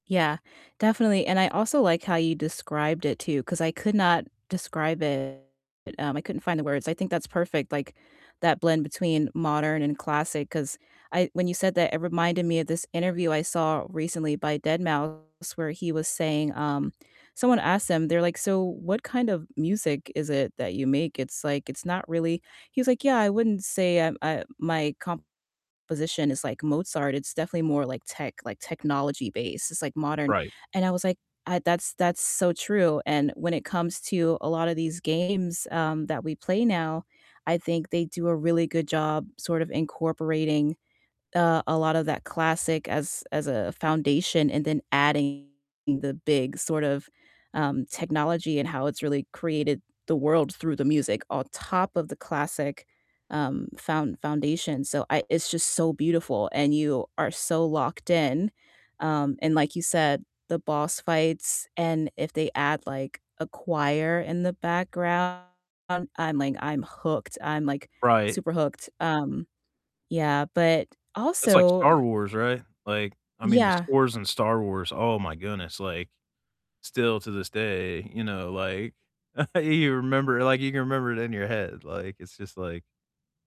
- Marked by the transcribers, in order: distorted speech; tapping; chuckle
- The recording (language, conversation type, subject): English, unstructured, Which soundtracks and scores do you keep on repeat, and what makes them special to you?
- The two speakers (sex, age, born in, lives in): female, 30-34, United States, United States; male, 40-44, United States, United States